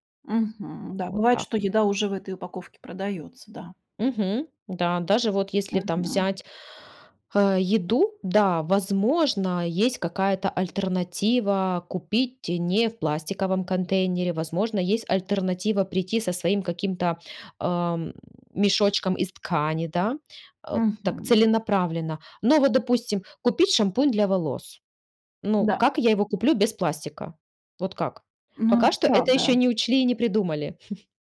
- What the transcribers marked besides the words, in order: chuckle
- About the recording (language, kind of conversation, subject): Russian, podcast, Как сократить использование пластика в повседневной жизни?